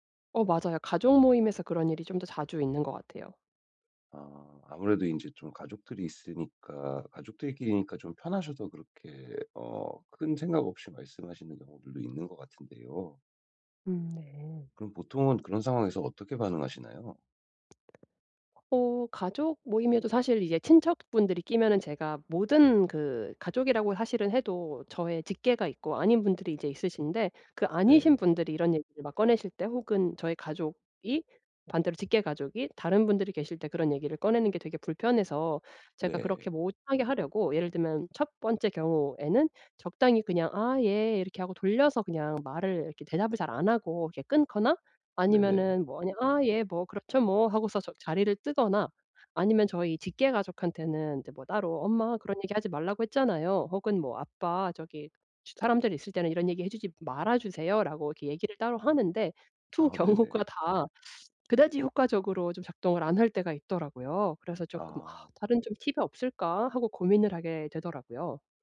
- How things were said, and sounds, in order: tapping; other background noise; laughing while speaking: "경우가"
- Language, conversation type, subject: Korean, advice, 파티나 모임에서 불편한 대화를 피하면서 분위기를 즐겁게 유지하려면 어떻게 해야 하나요?